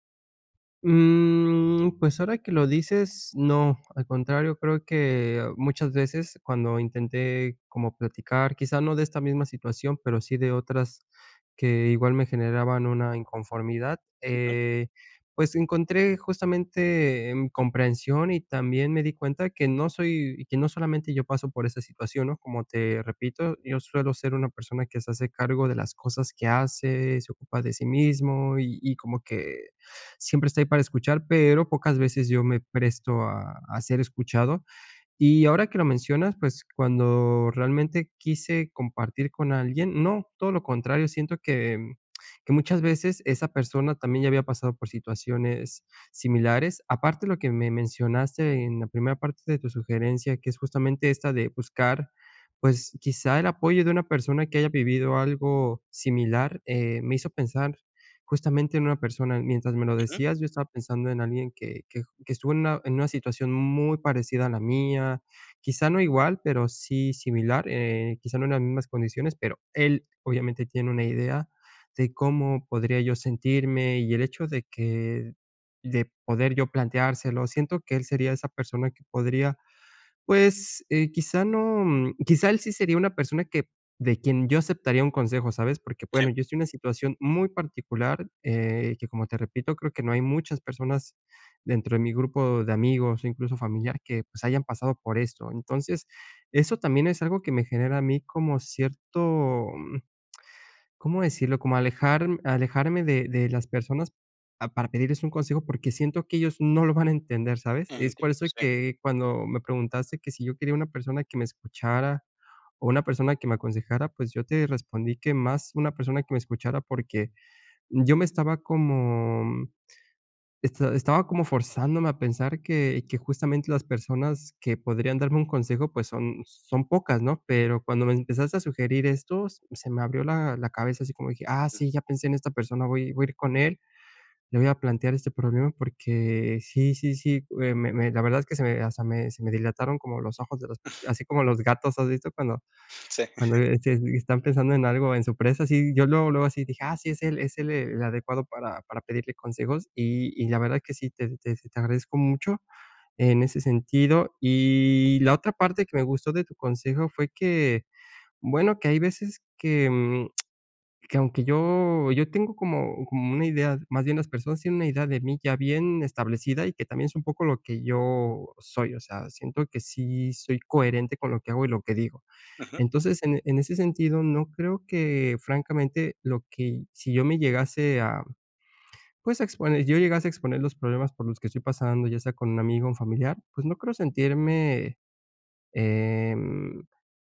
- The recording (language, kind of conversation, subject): Spanish, advice, ¿Cómo puedo pedir apoyo emocional sin sentirme juzgado?
- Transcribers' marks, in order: inhale; exhale; chuckle; drawn out: "Y"